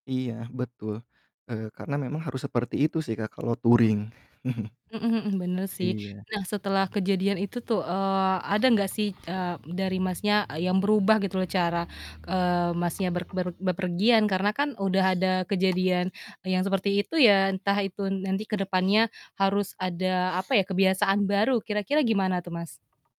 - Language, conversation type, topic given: Indonesian, podcast, Apa pengalaman perjalanan yang paling berkesan buat kamu?
- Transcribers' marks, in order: tapping; static; distorted speech; in English: "touring"; chuckle; other background noise; other street noise